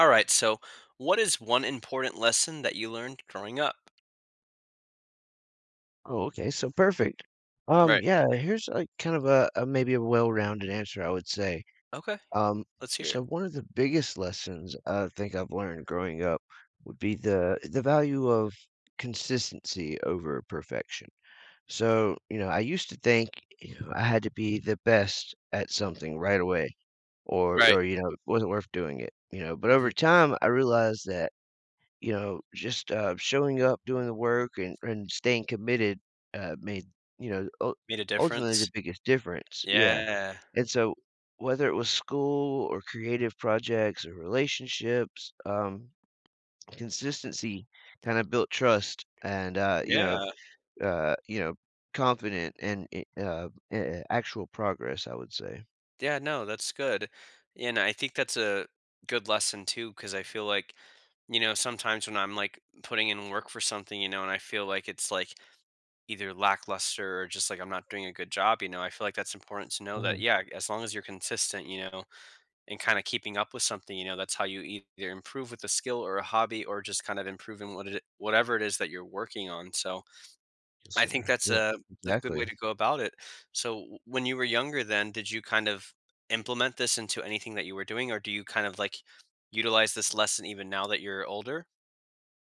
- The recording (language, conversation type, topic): English, podcast, How have your childhood experiences shaped who you are today?
- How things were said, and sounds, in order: tapping; other background noise